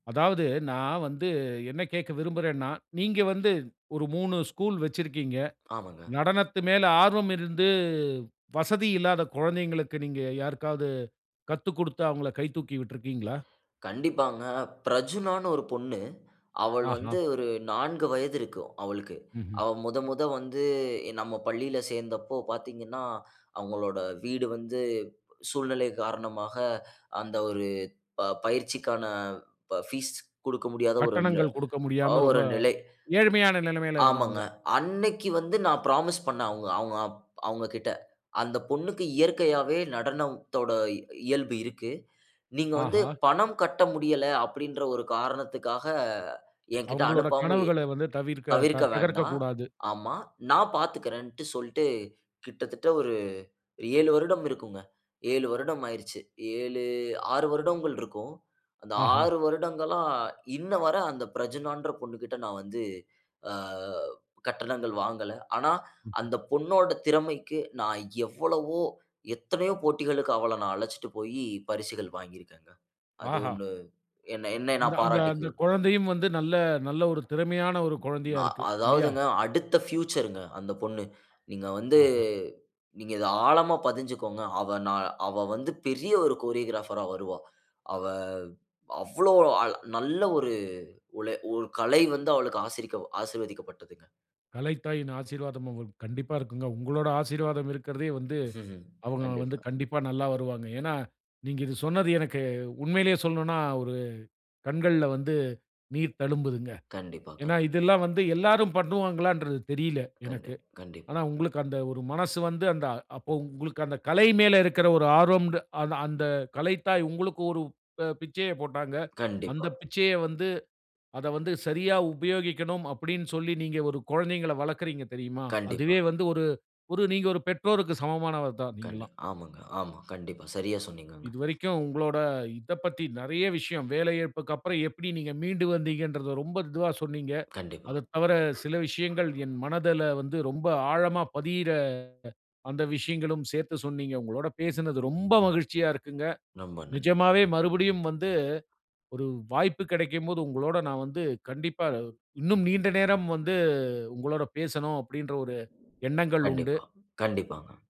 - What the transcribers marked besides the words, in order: other noise; drawn out: "வந்து"; in English: "பியூச்சருங்க"; in English: "கோரியோகிராபரா"; chuckle
- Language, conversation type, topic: Tamil, podcast, ஒரு வேலை இழந்த பிறகு நீங்கள் எப்படி மீண்டு வந்தீர்கள்?